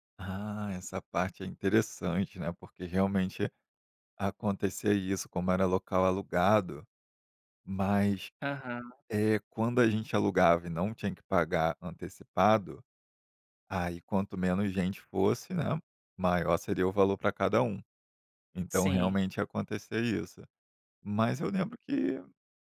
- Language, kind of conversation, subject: Portuguese, podcast, Como o esporte une as pessoas na sua comunidade?
- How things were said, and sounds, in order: none